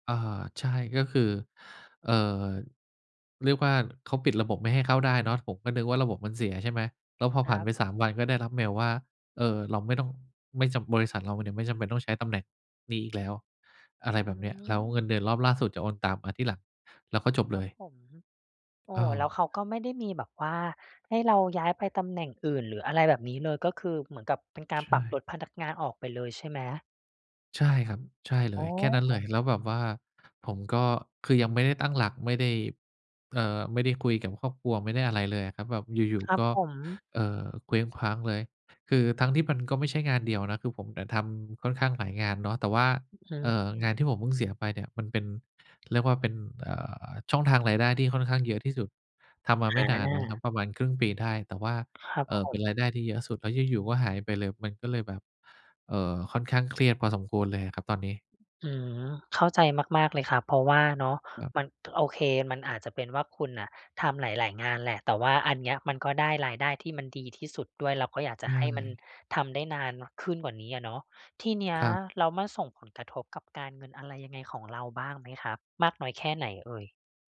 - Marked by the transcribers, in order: none
- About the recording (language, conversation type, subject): Thai, advice, คุณมีประสบการณ์อย่างไรกับการตกงานกะทันหันและความไม่แน่นอนเรื่องรายได้?